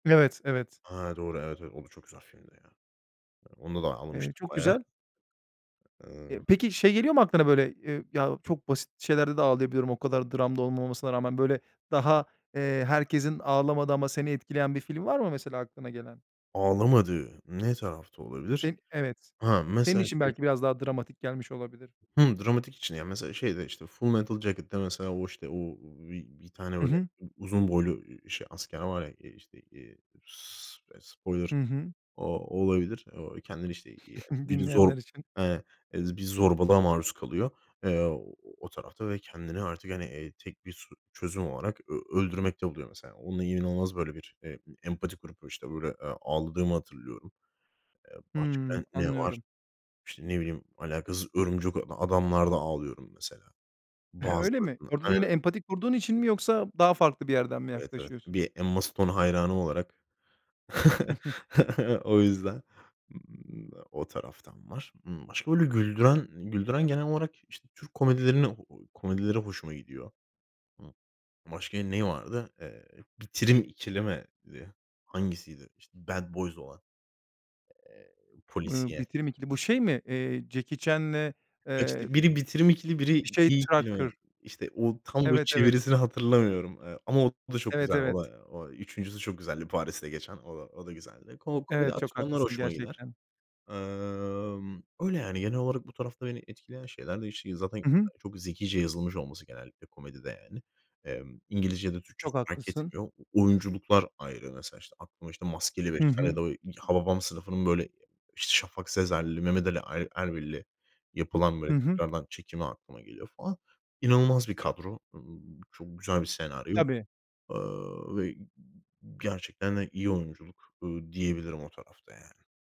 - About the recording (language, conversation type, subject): Turkish, podcast, Seni ağlatan ya da güldüren bir filmden bahseder misin?
- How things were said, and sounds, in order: other background noise; tapping; chuckle; chuckle; chuckle; unintelligible speech